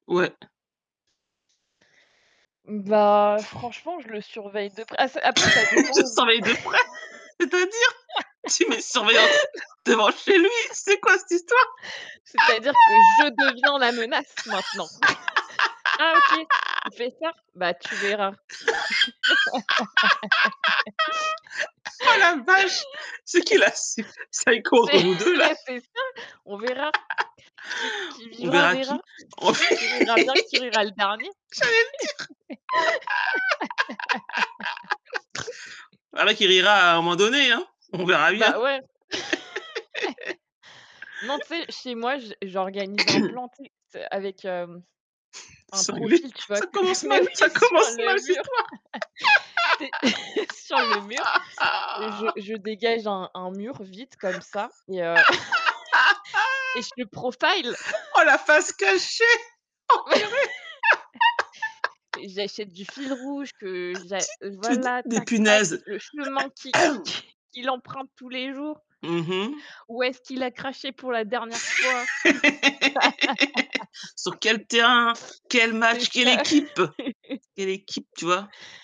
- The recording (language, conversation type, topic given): French, unstructured, Que penses-tu du comportement des personnes qui crachent par terre ?
- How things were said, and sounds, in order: static; chuckle; tapping; laugh; laughing while speaking: "Tu surveille de près. C'est-à-dire … quoi cette histoire ?"; laugh; stressed: "je"; chuckle; giggle; put-on voice: "psycho"; laugh; laughing while speaking: "beh, c'est ça"; laugh; laughing while speaking: "En fait, j'allais le dire"; giggle; giggle; laugh; snort; other background noise; chuckle; laughing while speaking: "on"; laugh; throat clearing; snort; laughing while speaking: "Cinglé"; laughing while speaking: "mais oui sur le mur"; chuckle; laugh; laughing while speaking: "Oh, la face cachée. Oh purée"; chuckle; put-on voice: "profile"; chuckle; laugh; distorted speech; throat clearing; laughing while speaking: "qu'i"; laugh; chuckle; laugh; chuckle